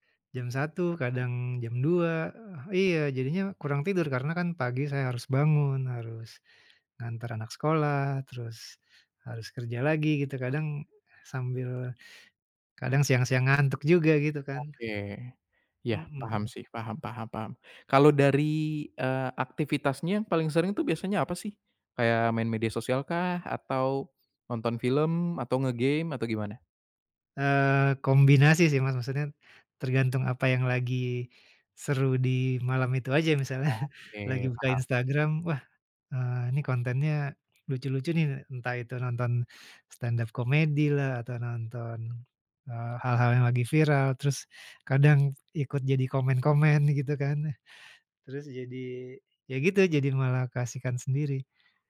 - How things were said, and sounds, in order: in English: "stand-up comedy"
- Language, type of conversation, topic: Indonesian, advice, Bagaimana kebiasaan menatap layar di malam hari membuatmu sulit menenangkan pikiran dan cepat tertidur?